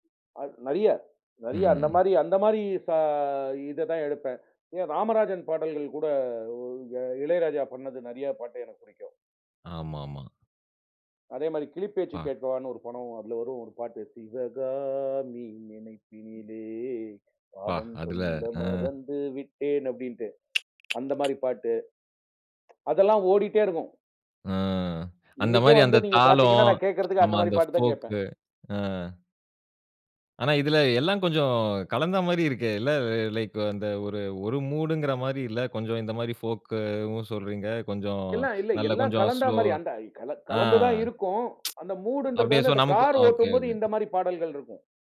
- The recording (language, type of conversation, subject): Tamil, podcast, நீங்கள் சேர்ந்து உருவாக்கிய பாடல்பட்டியலில் இருந்து உங்களுக்கு மறக்க முடியாத ஒரு நினைவைக் கூறுவீர்களா?
- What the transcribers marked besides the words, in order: singing: "சிவகாமி நினைப்பினிலே பாடம் சொல்ல மறந்து விட்டேன்"; other noise; in English: "ஃபோக்கு"; in English: "லைக்"; in English: "ஃபோக்கவும்"; in English: "ஸ்லோ"; tsk